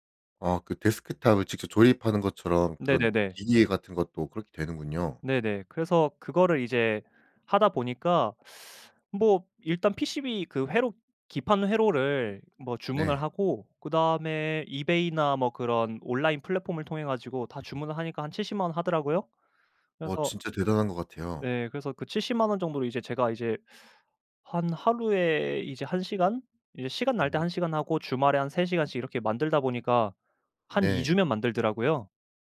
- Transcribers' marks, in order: teeth sucking; other background noise
- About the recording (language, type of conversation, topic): Korean, podcast, 취미를 오래 유지하는 비결이 있다면 뭐예요?